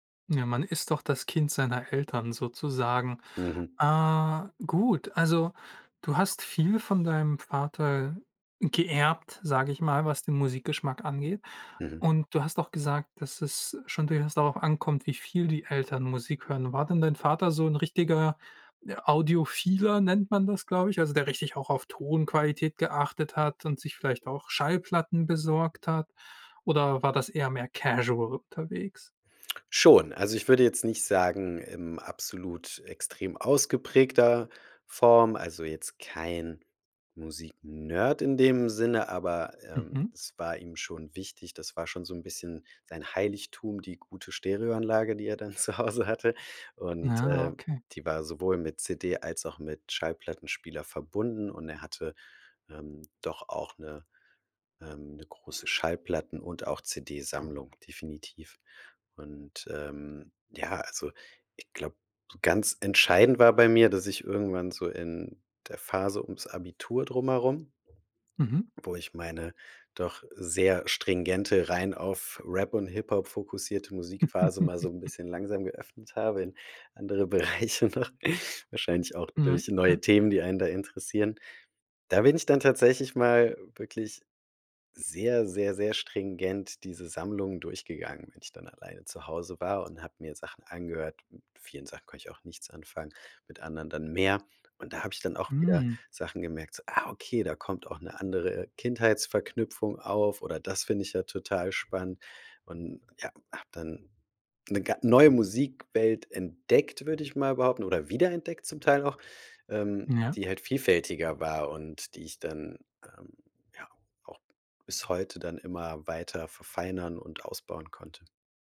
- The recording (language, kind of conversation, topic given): German, podcast, Wer oder was hat deinen Musikgeschmack geprägt?
- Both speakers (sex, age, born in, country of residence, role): male, 25-29, Germany, Germany, host; male, 35-39, Germany, Germany, guest
- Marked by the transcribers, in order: other noise; other background noise; in English: "casual"; stressed: "casual"; laughing while speaking: "zu Hause hatte"; laughing while speaking: "in andere Bereiche noch"; giggle